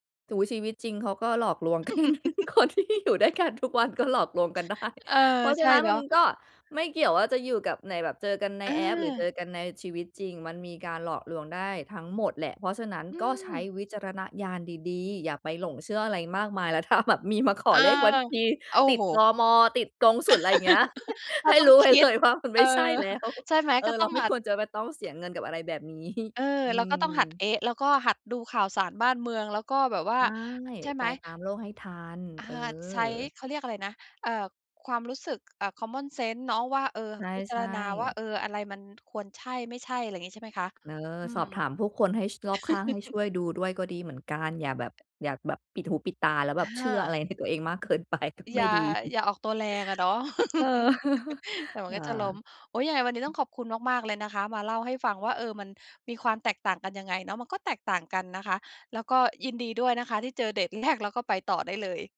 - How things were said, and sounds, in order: laugh; laughing while speaking: "กัน คนที่อยู่ด้วยกันทุกวันก็หลอกลวงกันได้"; laughing while speaking: "แล้วถ้าแบบมีมาขอเลขบัญชี"; laugh; laughing while speaking: "อะไรอย่างเงี้ย ให้รู้ไว้เลยว่ามันไม่ใช่แล้ว"; laughing while speaking: "เออ"; "หัด" said as "หมัด"; laughing while speaking: "นี้"; in English: "common sense"; tapping; chuckle; laughing while speaking: "เชื่ออะไรในตัวเองมากเกินไปก็ไม่ดี"; laugh; chuckle
- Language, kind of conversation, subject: Thai, podcast, คุณคิดอย่างไรเกี่ยวกับการออกเดทผ่านแอปเมื่อเทียบกับการเจอแบบธรรมชาติ?